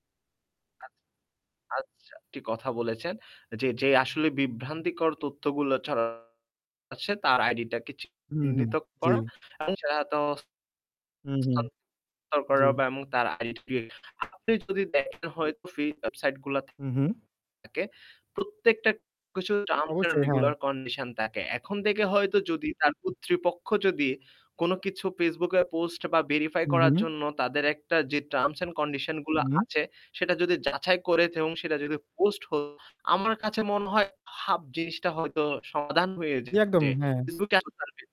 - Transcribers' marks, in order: static; distorted speech; other background noise; in English: "terms and regular condition"
- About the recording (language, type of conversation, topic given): Bengali, unstructured, সামাজিক যোগাযোগমাধ্যমে মিথ্যা তথ্য ছড়ানো কি বন্ধ করা সম্ভব?